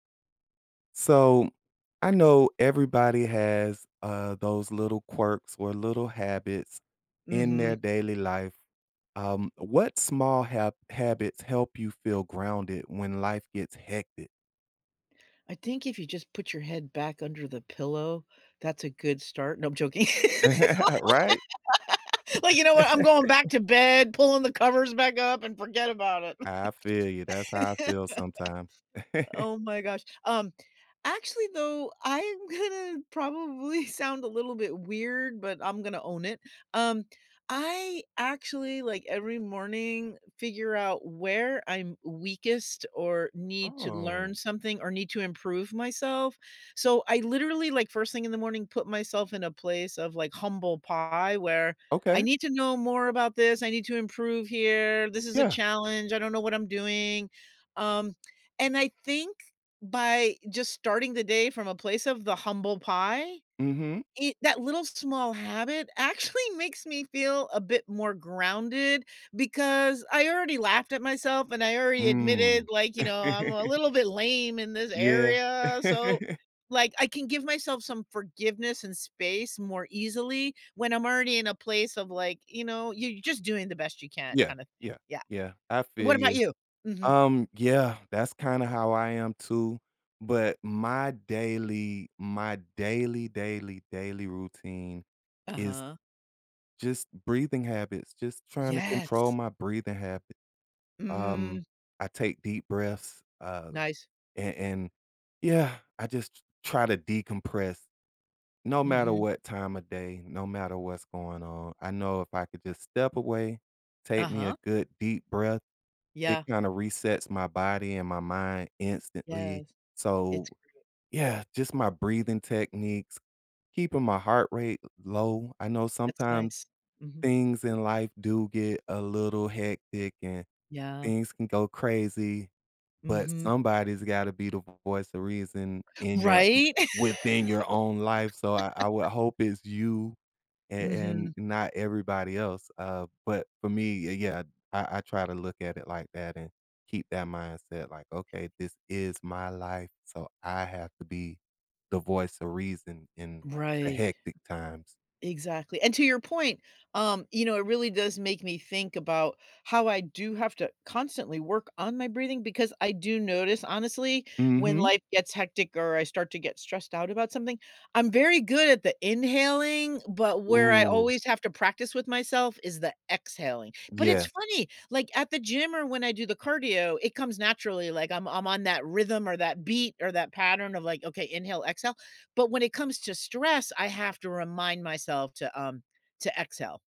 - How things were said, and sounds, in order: chuckle; laugh; laughing while speaking: "L"; laugh; laugh; laughing while speaking: "gonna probably sound"; laughing while speaking: "actually"; laugh; laugh; laugh
- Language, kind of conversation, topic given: English, unstructured, What small habits help me feel grounded during hectic times?